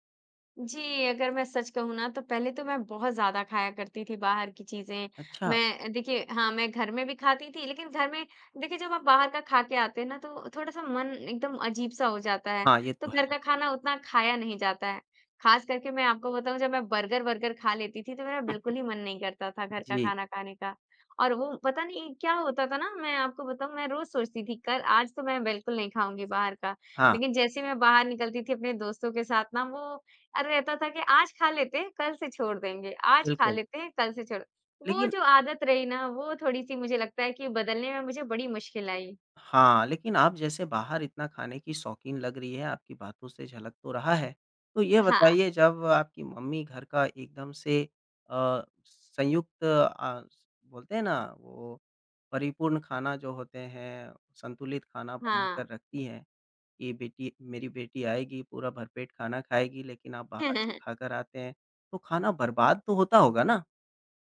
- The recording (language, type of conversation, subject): Hindi, podcast, रोज़मर्रा की जिंदगी में खाद्य अपशिष्ट कैसे कम किया जा सकता है?
- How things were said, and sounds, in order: chuckle; laugh